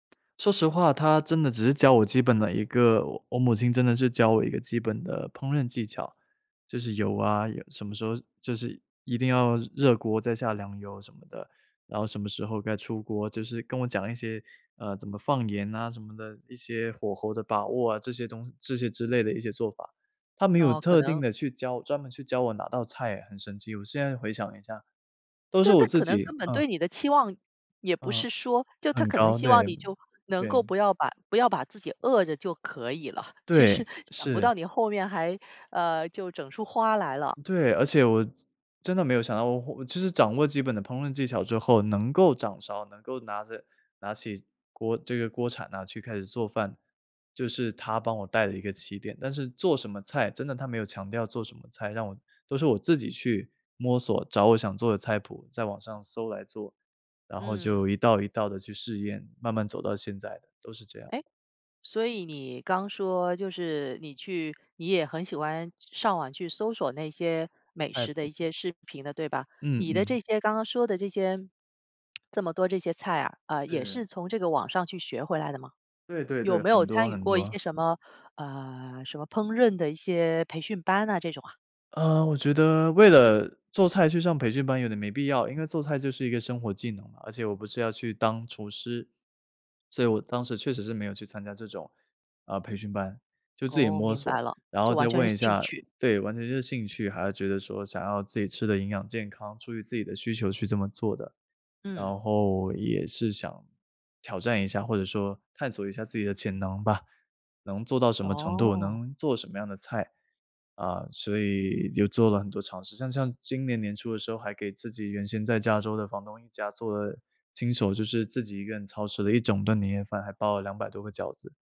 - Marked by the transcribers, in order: other background noise; laughing while speaking: "其实"; other noise
- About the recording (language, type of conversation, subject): Chinese, podcast, 你是怎么开始学做饭的？